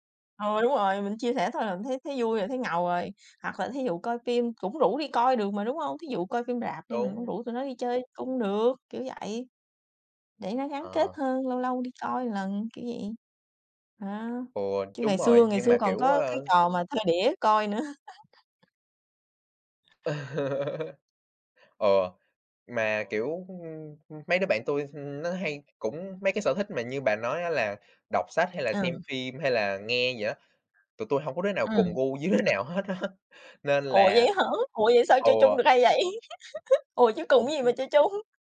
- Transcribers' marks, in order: tapping; chuckle; other background noise; laugh; background speech; laughing while speaking: "với đứa nào hết, á"; laughing while speaking: "hay vậy?"; laugh; laughing while speaking: "chung?"
- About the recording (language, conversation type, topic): Vietnamese, unstructured, Bạn cảm thấy thế nào khi chia sẻ sở thích của mình với bạn bè?